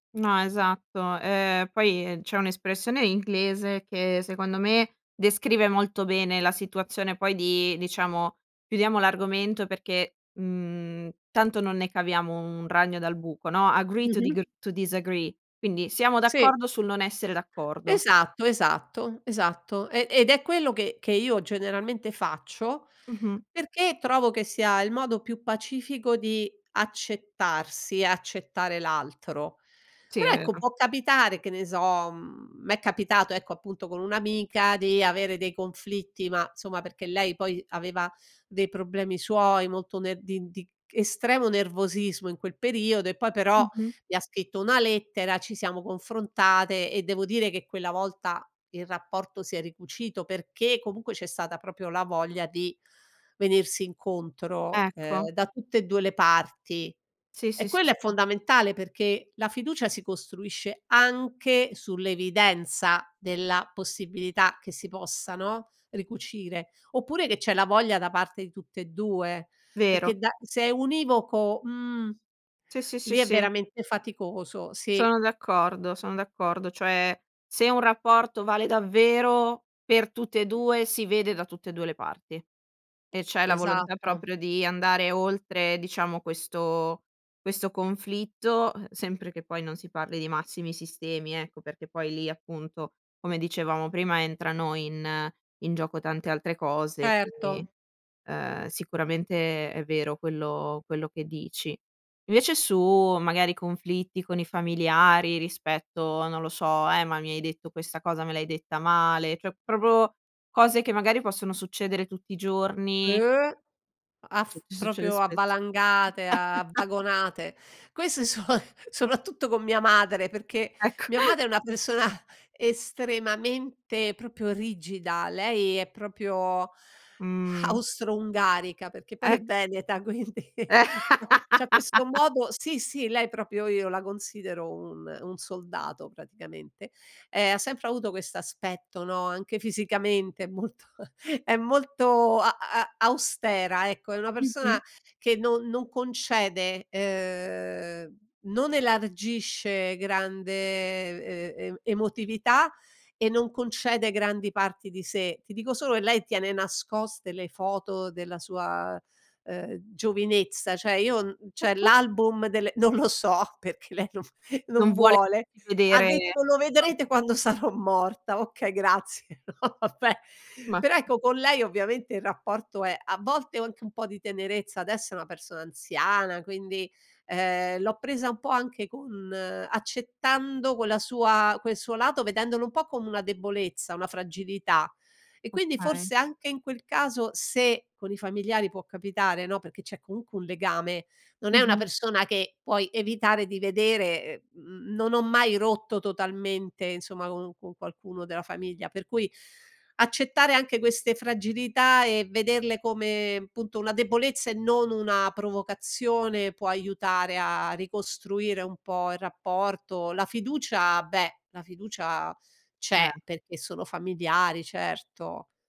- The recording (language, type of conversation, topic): Italian, podcast, Come si può ricostruire la fiducia dopo un conflitto?
- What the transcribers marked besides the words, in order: in English: "agree to digr to disagree"; "proprio" said as "propio"; other background noise; tapping; "proprio" said as "propro"; "proprio" said as "propio"; chuckle; "soprattutto" said as "sopattutto"; chuckle; chuckle; "proprio" said as "propro"; "proprio" said as "propio"; laughing while speaking: "quindi"; chuckle; "proprio" said as "propio"; laugh; chuckle; "cioè" said as "ceh"; "cioè" said as "ceh"; laughing while speaking: "perché lei non"; chuckle; laughing while speaking: "no vabbè"; unintelligible speech; unintelligible speech